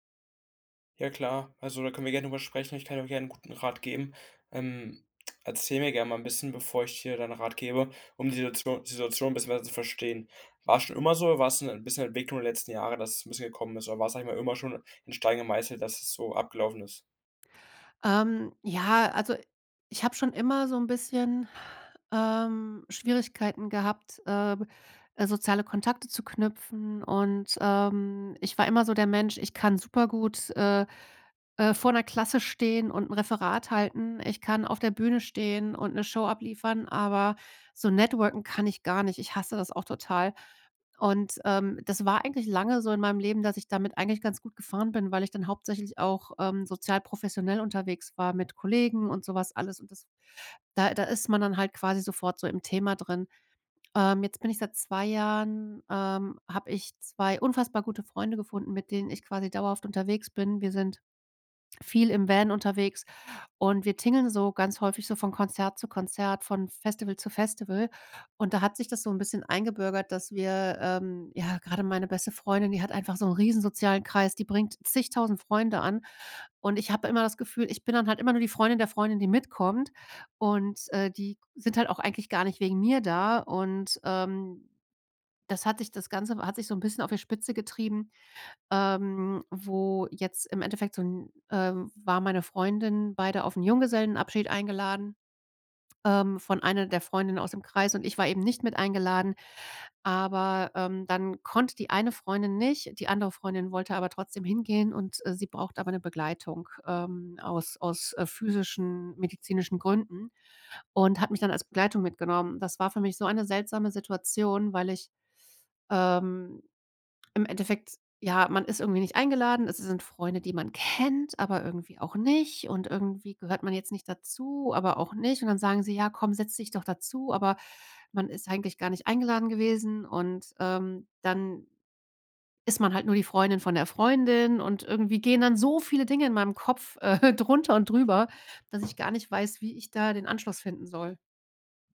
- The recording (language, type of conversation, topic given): German, advice, Warum fühle ich mich auf Partys und Feiern oft ausgeschlossen?
- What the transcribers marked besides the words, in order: exhale; stressed: "kennt"; stressed: "so"; chuckle; tapping